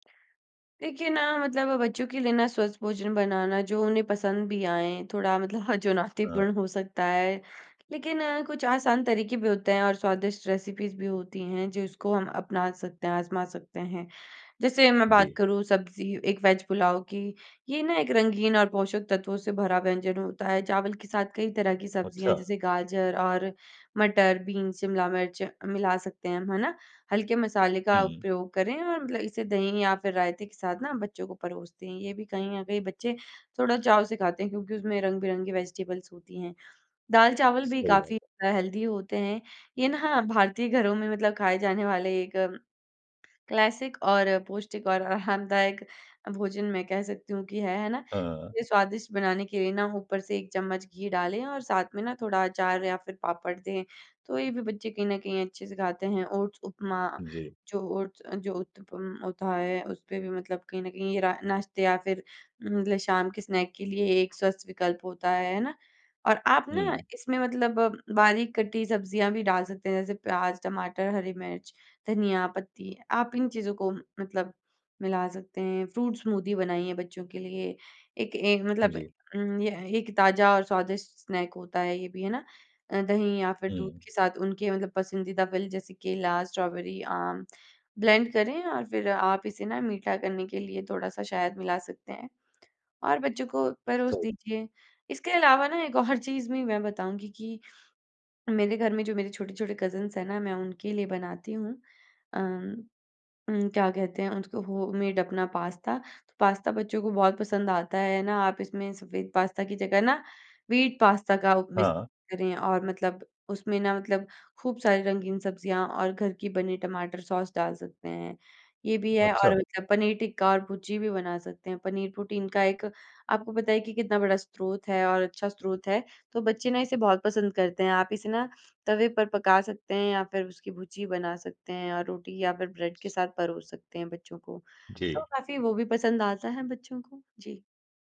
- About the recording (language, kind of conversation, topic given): Hindi, podcast, बजट में स्वस्थ भोजन की योजना कैसे बनाएं?
- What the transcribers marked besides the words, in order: laughing while speaking: "मतलब"; in English: "रेसिपीज़"; in English: "वेजिटेबल्स"; in English: "हेल्दी"; in English: "क्लासिक"; laughing while speaking: "आरामदायक"; in English: "स्नैक"; in English: "स्नैक"; in English: "ब्लेंड"; laughing while speaking: "और"; in English: "कज़िन्स"; in English: "होममेड"; in English: "व्हीट"; in English: "मिक्स"